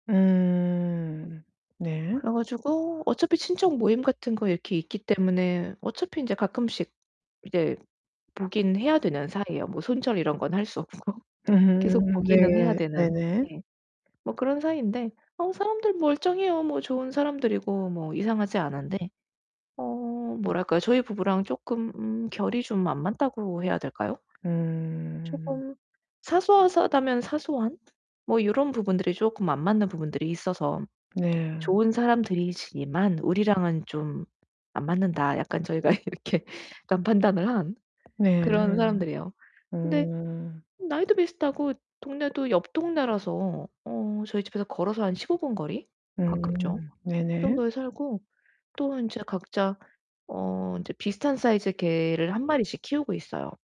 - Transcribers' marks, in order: other background noise; laughing while speaking: "없고"; distorted speech; "사소하다면" said as "사소하사다면"; tapping; laughing while speaking: "이렇게"
- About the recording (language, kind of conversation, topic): Korean, advice, 초대를 정중히 거절하고 자연스럽게 빠지는 방법